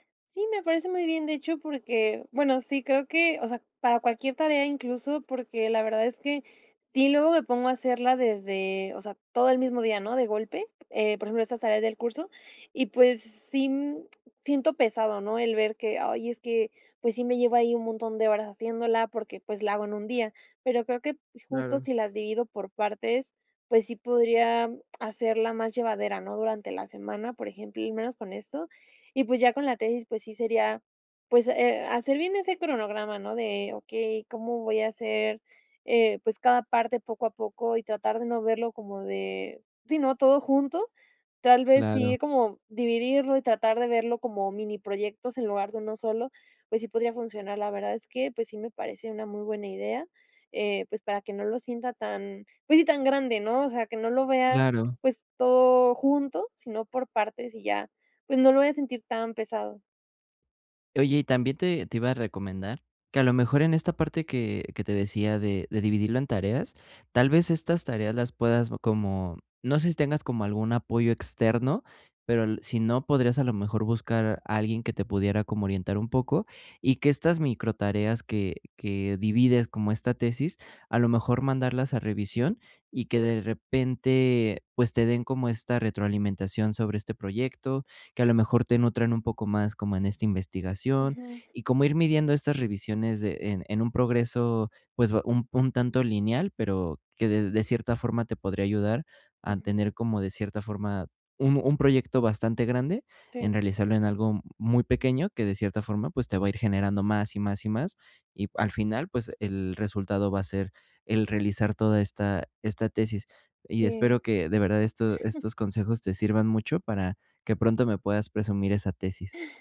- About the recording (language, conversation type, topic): Spanish, advice, ¿Cómo puedo dejar de procrastinar al empezar un proyecto y convertir mi idea en pasos concretos?
- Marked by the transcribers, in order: lip smack; chuckle